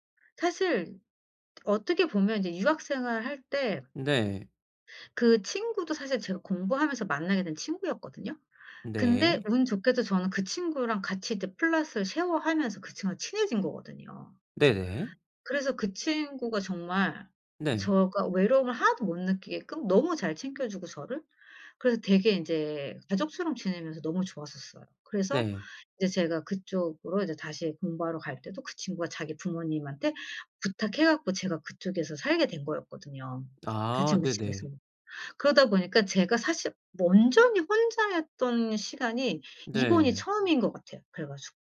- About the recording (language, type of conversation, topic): Korean, advice, 변화로 인한 상실감을 기회로 바꾸기 위해 어떻게 시작하면 좋을까요?
- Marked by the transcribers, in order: tapping; in English: "flat을"; other background noise